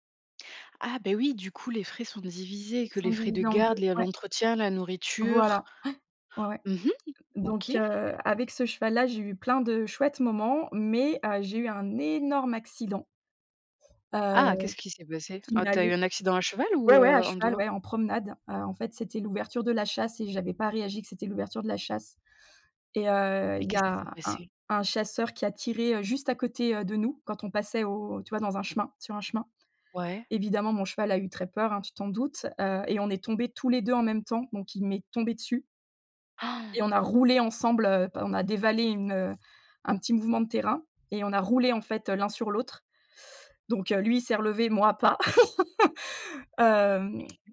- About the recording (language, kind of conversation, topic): French, podcast, Peux-tu raconter un souvenir marquant lié à ton passe-temps préféré ?
- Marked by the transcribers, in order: stressed: "énorme"; gasp; laugh